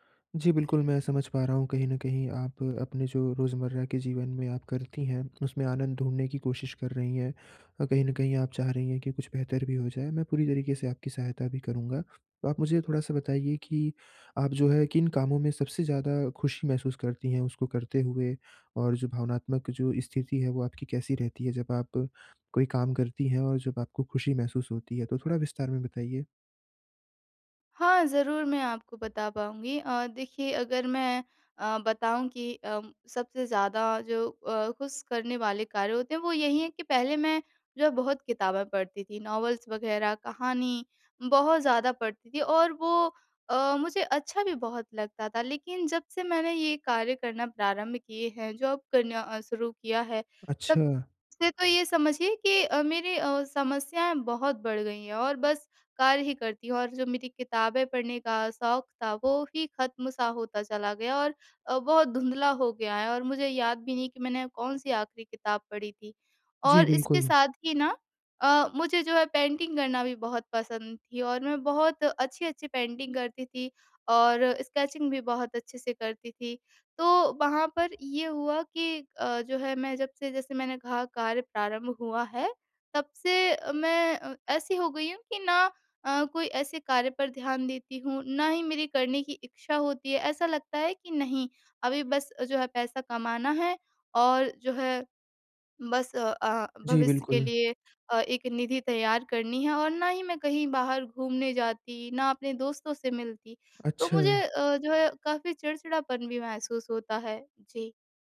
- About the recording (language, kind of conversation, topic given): Hindi, advice, रोज़मर्रा की ज़िंदगी में अर्थ कैसे ढूँढूँ?
- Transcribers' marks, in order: in English: "नॉवल्स"; in English: "जॉब"; in English: "पेंटिंग"; in English: "पेंटिंग"; in English: "स्केचिंग"